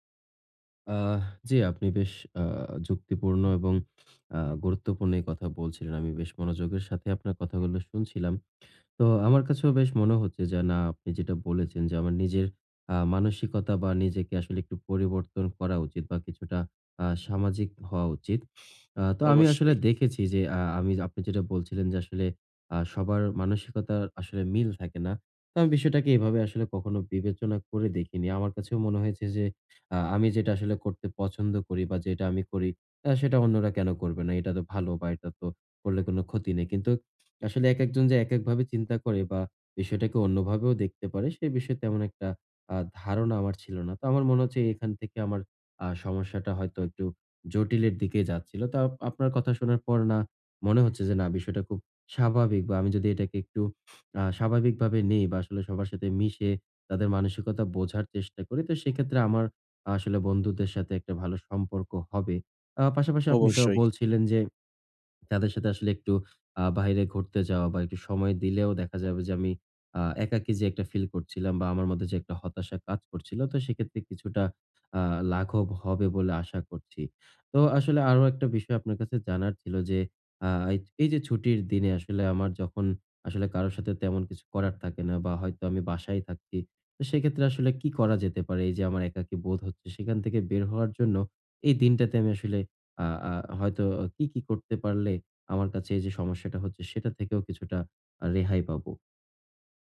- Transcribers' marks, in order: sniff
- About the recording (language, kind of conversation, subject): Bengali, advice, ছুটির দিনে কীভাবে চাপ ও হতাশা কমাতে পারি?